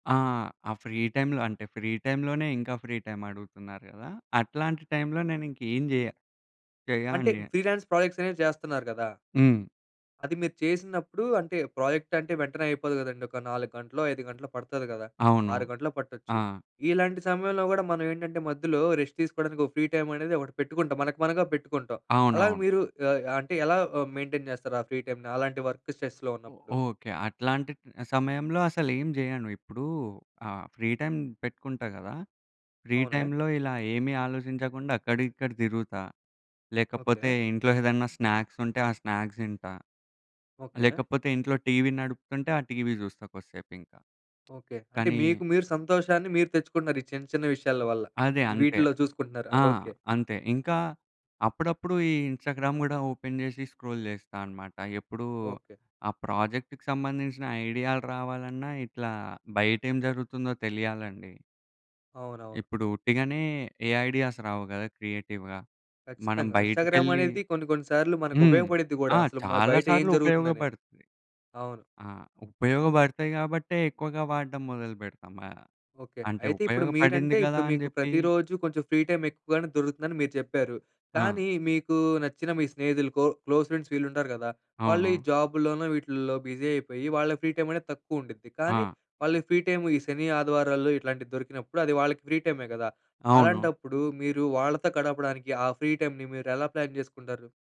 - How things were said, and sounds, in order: in English: "ఫ్రీ టైమ్‌లో"; in English: "ఫ్రీ టైమ్‌లోనే"; in English: "ఫ్రీ టైమ్"; in English: "టైమ్‌లో"; in English: "ఫ్రీలాన్స్ ప్రాజెక్ట్స్"; in English: "ప్రాజెక్ట్"; in English: "రెస్ట్"; in English: "ఫ్రీ టైమ్"; in English: "మెయింటైన్"; in English: "ఫ్రీ టైమ్‌ని"; in English: "వర్క్ స్ట్రెస్‌లో"; in English: "ఫ్రీ టైమ్"; in English: "ఫ్రీ టైమ్‌లో"; in English: "స్నాక్స్"; in English: "స్నాక్స్"; tapping; in English: "ఇన్స్టాగ్రామ్"; in English: "ఓపెన్"; in English: "స్క్రోల్"; in English: "ప్రాజెక్ట్‌కి"; in English: "ఐడియాస్"; in English: "క్రియేటివ్‌గా"; in English: "ఇన్స్టాగ్రామ్"; in English: "ఫ్రీ టైం"; in English: "కో క్లోజ్ ఫ్రెండ్స్"; in English: "బిజీ"; in English: "ఫ్రీ టైమ్"; in English: "ఫ్రీ టైమ్"; in English: "ఫ్రీ"; in English: "ఫ్రీ టైమ్"; in English: "ప్లాన్"
- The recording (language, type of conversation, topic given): Telugu, podcast, మీరు మీ ఖాళీ సమయాన్ని విలువగా ఎలా గడుపుతారు?